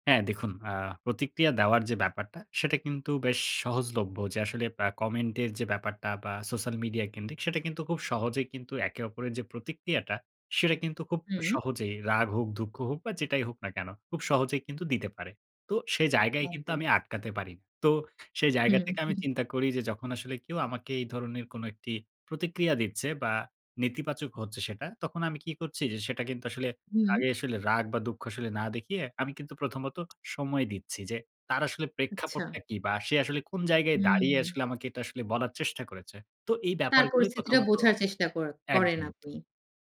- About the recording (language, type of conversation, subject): Bengali, podcast, নেতিবাচক মন্তব্য পেলে আপনি মানসিকভাবে তা কীভাবে সামলান?
- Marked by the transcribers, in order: tapping